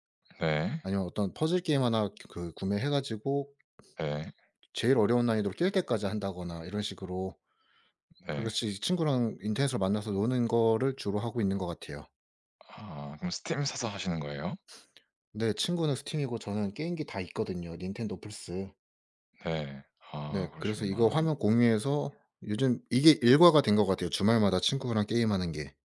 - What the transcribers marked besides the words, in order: other background noise; sniff
- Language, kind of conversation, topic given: Korean, unstructured, 오늘 하루는 보통 어떻게 시작하세요?